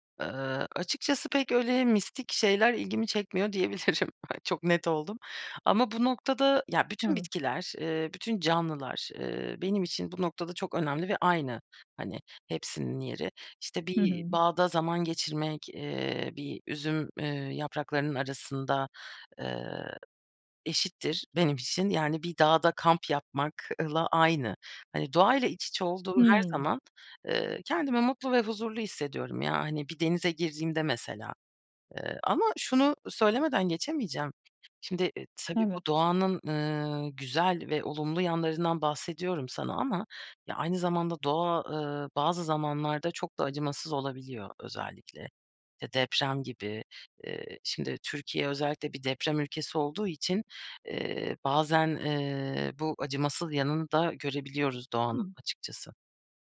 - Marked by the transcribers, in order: other background noise; laughing while speaking: "diyebilirim"; tapping
- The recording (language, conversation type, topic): Turkish, podcast, Doğa sana hangi hayat derslerini öğretmiş olabilir?